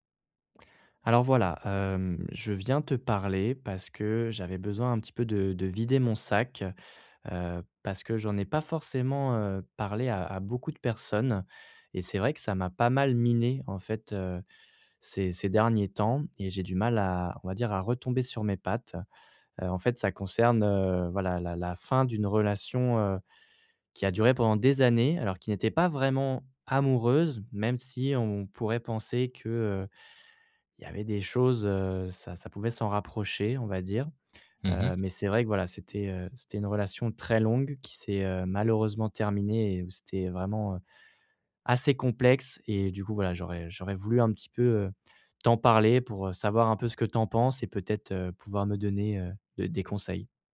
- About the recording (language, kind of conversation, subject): French, advice, Comment reconstruire ta vie quotidienne après la fin d’une longue relation ?
- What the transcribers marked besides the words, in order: none